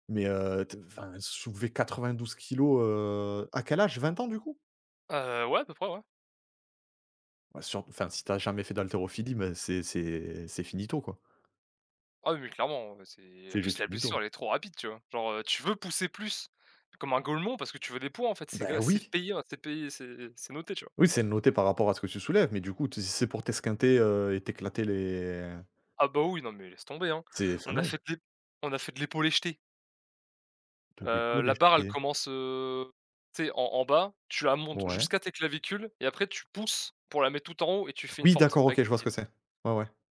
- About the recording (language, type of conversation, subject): French, unstructured, Comment le sport peut-il changer ta confiance en toi ?
- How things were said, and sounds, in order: in Italian: "finito"; tapping; in Italian: "finito"; drawn out: "les"; other background noise